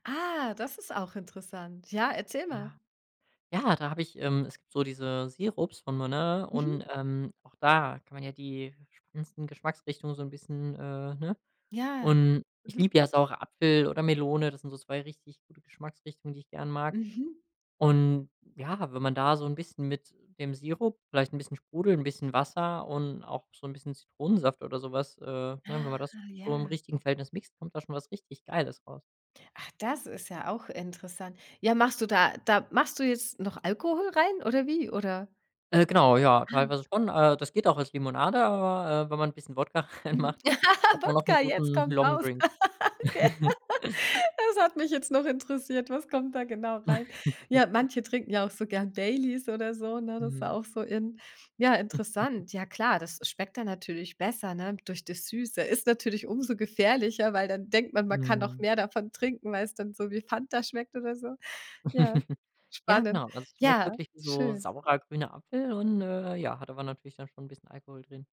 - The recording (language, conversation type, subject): German, podcast, Wie entwickelst du eigene Rezepte?
- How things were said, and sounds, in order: drawn out: "Ah"; other background noise; laugh; laughing while speaking: "reinmacht"; laugh; laughing while speaking: "gell"; joyful: "das hat mich jetzt noch interessiert, was kommt da genau rein?"; giggle; chuckle; chuckle; chuckle